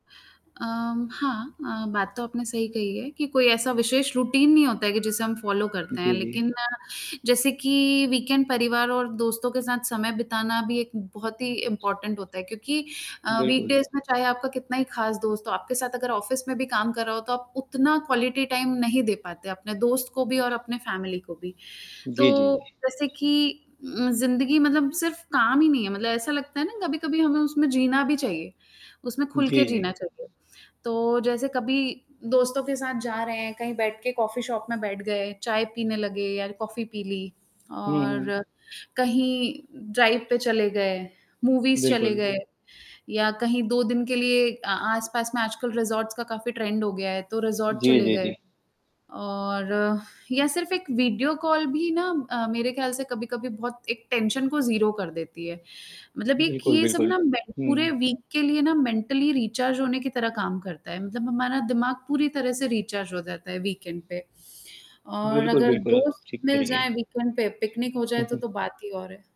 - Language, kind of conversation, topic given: Hindi, unstructured, आपका आदर्श वीकेंड कैसा होता है?
- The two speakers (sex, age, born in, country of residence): female, 35-39, India, India; male, 40-44, India, India
- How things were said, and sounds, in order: static; in English: "रूटीन"; other background noise; in English: "फॉलो"; in English: "वीकएंड"; in English: "इंपोर्टेंट"; distorted speech; in English: "वीकडेज़"; in English: "ऑफिस"; in English: "क्वालिटी टाइम"; in English: "फ़ैमिली"; horn; in English: "शॉप"; in English: "ड्राइव"; in English: "मूवीज़"; in English: "रिज़ॉर्ट्स"; in English: "ट्रेंड"; in English: "रिज़ॉर्ट"; in English: "टेंशन"; in English: "वीक"; in English: "मेंटली रिचार्ज"; in English: "रिचार्ज"; in English: "वीकएंड"; in English: "वीकएंड"; in English: "पिकनिक"; tapping; chuckle